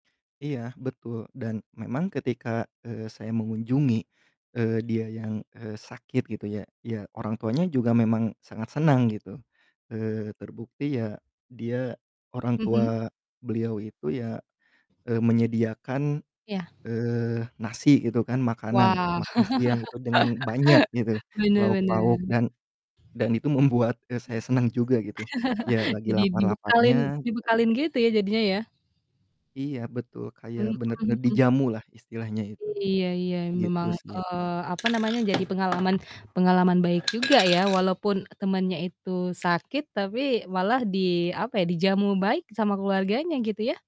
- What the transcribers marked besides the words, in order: other background noise; static; laugh; chuckle; distorted speech; tapping
- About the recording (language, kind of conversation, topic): Indonesian, podcast, Apa pengalaman perjalanan yang paling berkesan buat kamu?
- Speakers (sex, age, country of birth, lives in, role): female, 25-29, Indonesia, Indonesia, host; male, 30-34, Indonesia, Indonesia, guest